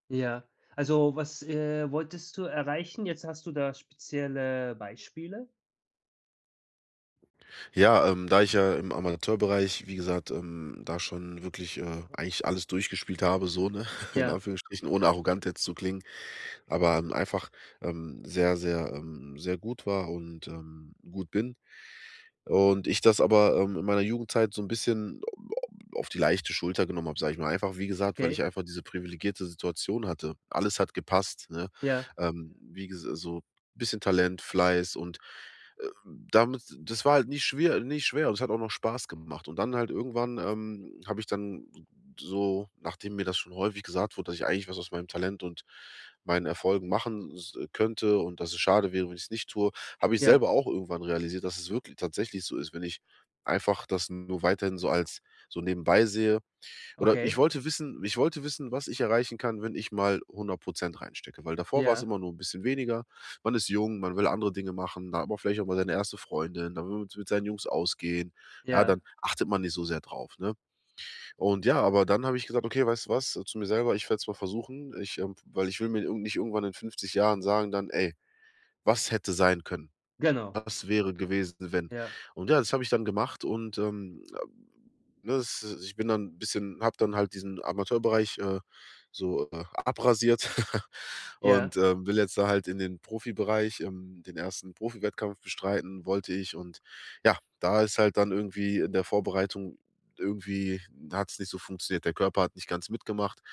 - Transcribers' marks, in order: laugh; other background noise; laugh
- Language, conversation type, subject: German, advice, Wie kann ich die Angst vor Zeitverschwendung überwinden und ohne Schuldgefühle entspannen?
- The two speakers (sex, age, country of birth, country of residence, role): male, 30-34, Germany, Germany, user; male, 30-34, Japan, Germany, advisor